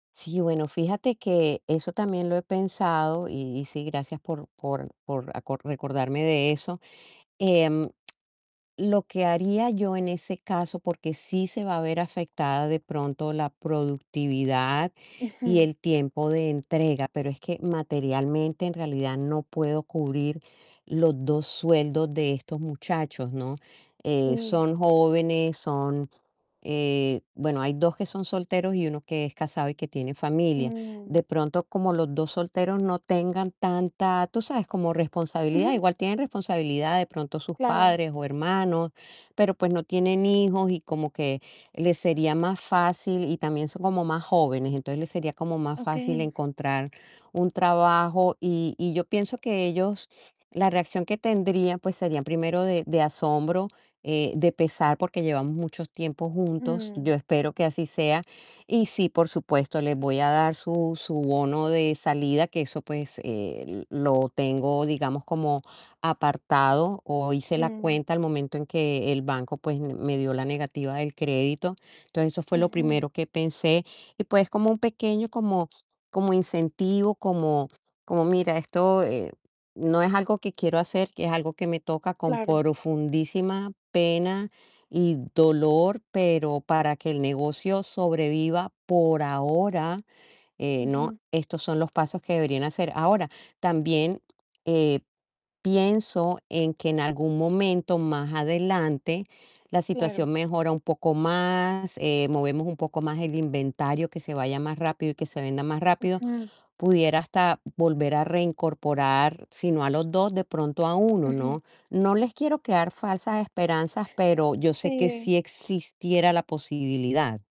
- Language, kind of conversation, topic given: Spanish, advice, ¿Cómo puedo anunciar malas noticias a mi familia o a mi equipo de trabajo?
- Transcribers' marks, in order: distorted speech